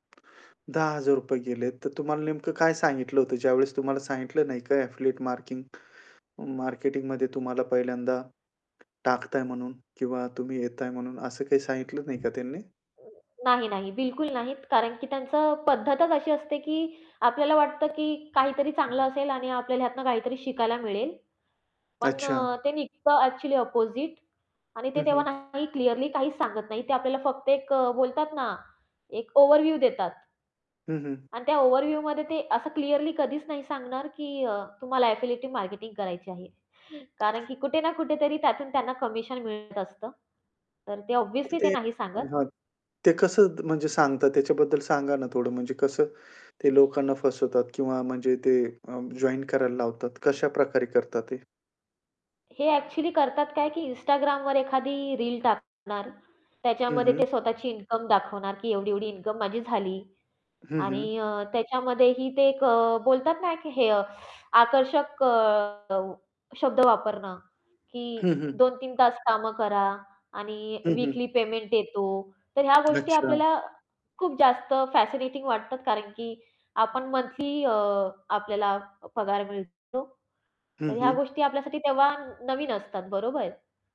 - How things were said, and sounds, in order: in English: "एफिलिएट मार्किंग मार्केटिंग"; tapping; other background noise; distorted speech; in English: "क्लिअरली"; in English: "ओव्हरव्ह्यू"; in English: "ओव्हरव्ह्यूमध्ये"; in English: "क्लिअरली"; in English: "एफिलिएटिव्ह मार्केटिंग"; in English: "ऑब्व्हियसली"; unintelligible speech; static; in English: "फॅसिनेटिंग"
- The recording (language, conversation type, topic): Marathi, podcast, कोणत्या अपयशानंतर तुम्ही पुन्हा उभे राहिलात आणि ते कसे शक्य झाले?